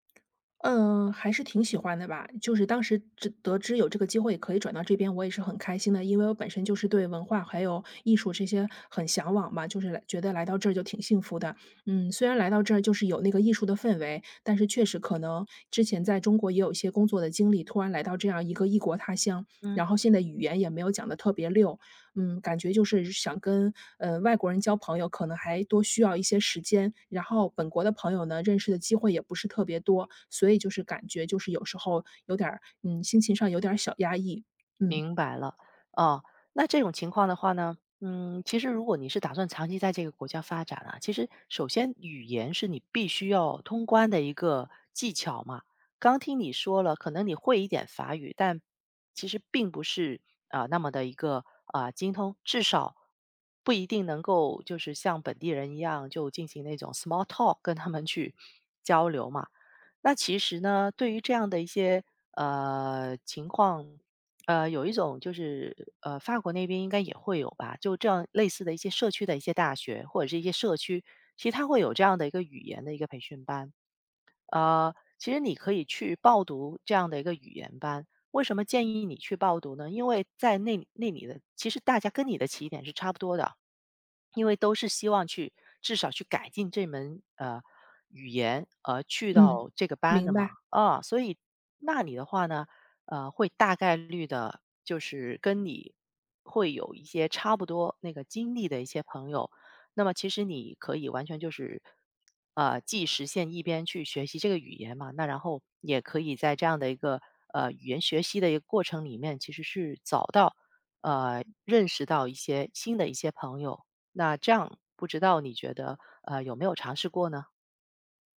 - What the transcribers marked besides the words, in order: other background noise; "向往" said as "想往"; tapping; in English: "small talk"; "法国" said as "发国"; "找" said as "早"
- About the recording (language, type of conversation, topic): Chinese, advice, 搬到新城市后感到孤单，应该怎么结交朋友？